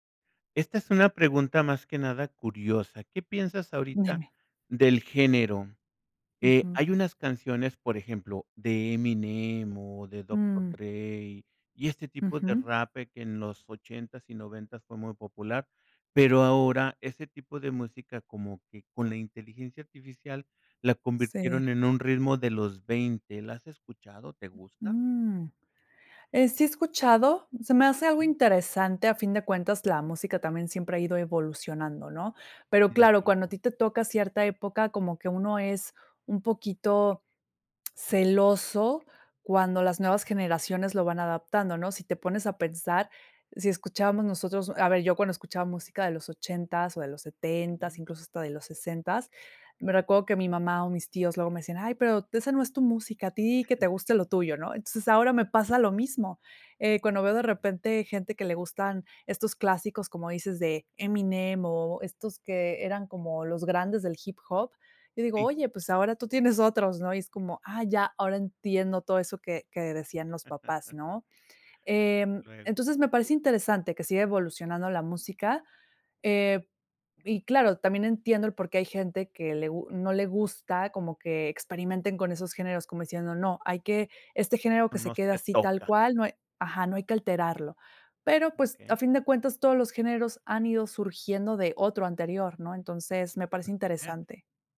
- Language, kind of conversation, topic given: Spanish, podcast, ¿Cómo ha cambiado tu gusto musical con los años?
- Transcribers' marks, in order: tapping; other noise; tongue click; chuckle; other background noise; chuckle